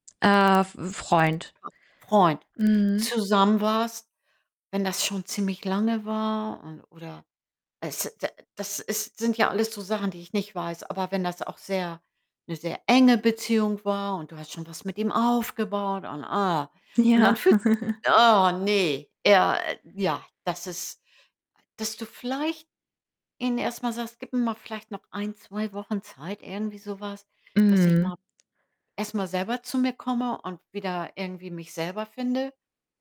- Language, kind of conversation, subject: German, advice, Wie kann ich meiner Familie erklären, dass ich im Moment kaum Kraft habe, obwohl sie viel Energie von mir erwartet?
- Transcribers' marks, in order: distorted speech; unintelligible speech; stressed: "enge"; laughing while speaking: "Ja"; put-on voice: "oh ne, er"; chuckle